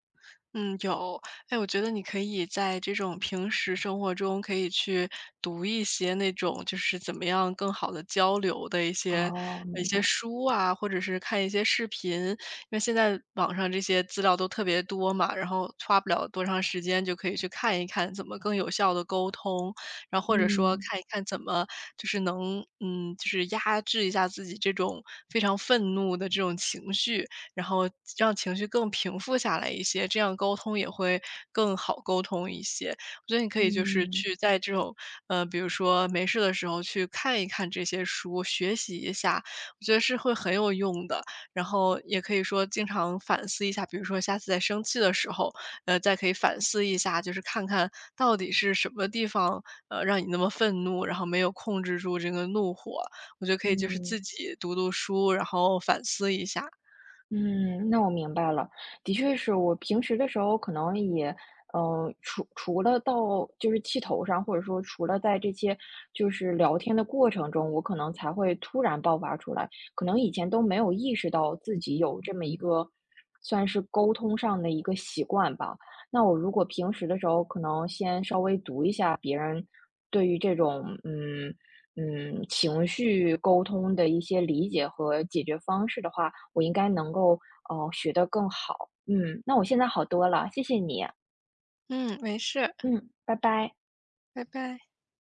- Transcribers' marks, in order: other background noise
- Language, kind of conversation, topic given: Chinese, advice, 我经常用生气来解决问题，事后总是后悔，该怎么办？